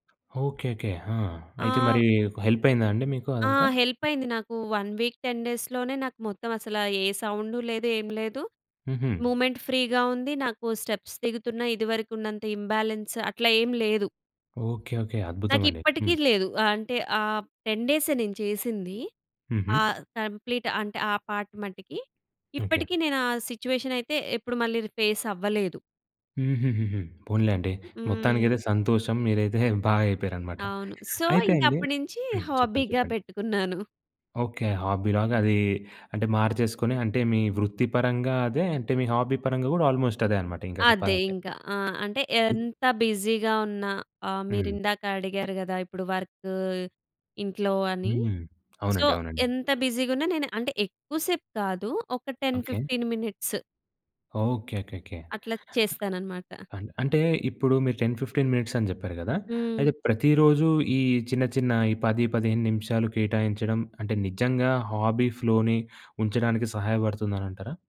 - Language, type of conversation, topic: Telugu, podcast, ఇంటి పనులు, బాధ్యతలు ఎక్కువగా ఉన్నప్పుడు హాబీపై ఏకాగ్రతను ఎలా కొనసాగిస్తారు?
- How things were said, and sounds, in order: other background noise; in English: "హెల్ప్"; in English: "హెల్ప్"; in English: "వన్ వీక్ టెన్ డేస్‌లోనే"; in English: "మూమెంట్ ఫ్రీగా"; in English: "స్టెప్స్"; in English: "ఇంబాలెన్స్"; in English: "టెన్"; in English: "కంప్లీట్"; in English: "పార్ట్"; in English: "సిట్యుయేషన్"; in English: "ఫేస్"; chuckle; in English: "సో"; in English: "హాబీగా"; in English: "హాబీలాగా"; in English: "హాబీ"; in English: "ఆల్మోస్ట్"; in English: "బిజీగా"; in English: "వర్క్"; in English: "సో"; in English: "బిజీగా"; in English: "టెన్ ఫిఫ్టీన్ మినిట్స్"; in English: "టెన్ ఫిఫ్టీన్ మినిట్స్"; in English: "హాబీ ఫ్లోని"